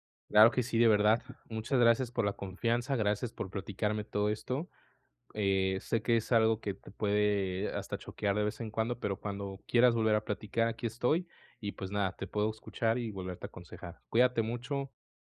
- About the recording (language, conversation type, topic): Spanish, advice, ¿Cómo puedo evitar las compras impulsivas y el gasto en cosas innecesarias?
- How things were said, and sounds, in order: none